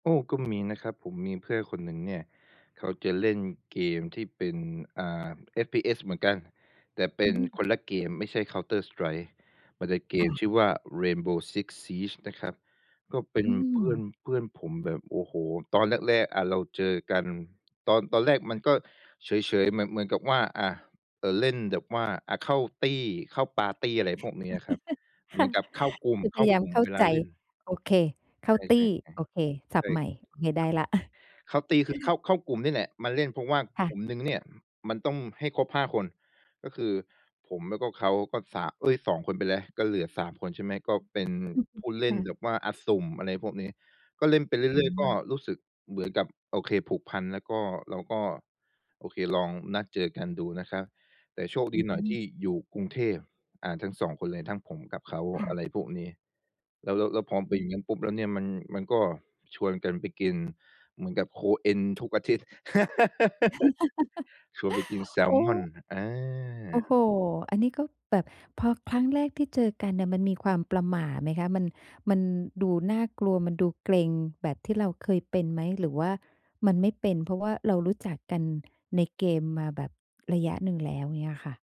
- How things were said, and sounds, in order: other background noise; tapping; laugh; laugh; laugh
- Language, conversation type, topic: Thai, podcast, คุณจะแนะนำวิธีหาเพื่อนใหม่ให้คนขี้อายได้อย่างไร?